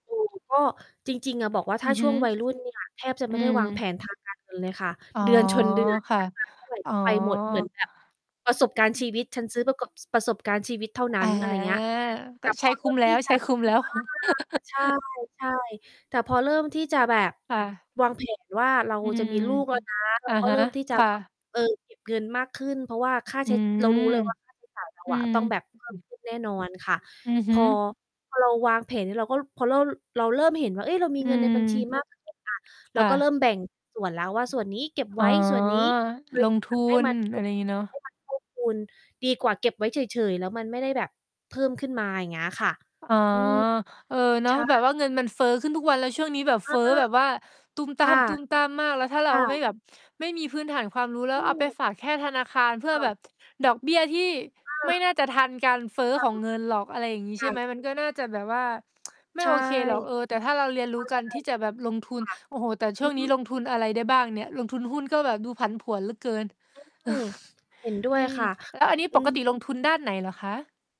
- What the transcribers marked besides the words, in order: distorted speech; mechanical hum; drawn out: "อา"; laugh; unintelligible speech; tapping; tsk; tsk; sigh
- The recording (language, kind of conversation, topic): Thai, unstructured, ควรเริ่มวางแผนการเงินตั้งแต่อายุเท่าไหร่?